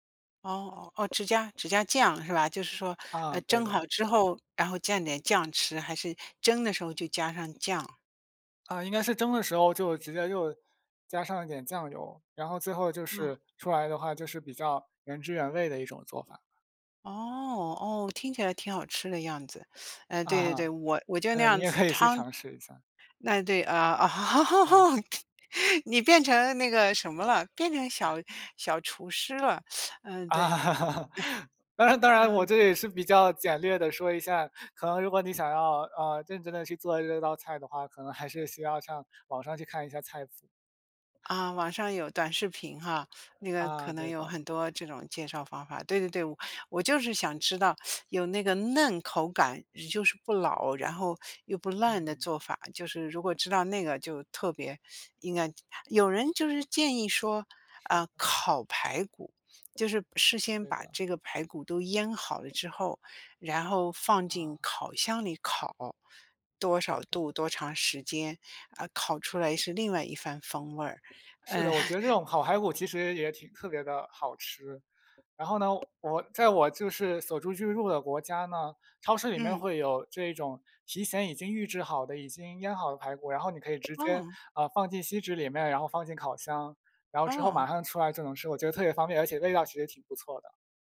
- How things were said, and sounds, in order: other background noise; teeth sucking; laughing while speaking: "可以"; laugh; cough; teeth sucking; laugh; cough; teeth sucking; laughing while speaking: "嗯"; tapping
- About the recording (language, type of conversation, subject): Chinese, unstructured, 你最喜欢的家常菜是什么？
- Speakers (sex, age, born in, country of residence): female, 60-64, China, United States; male, 20-24, China, Finland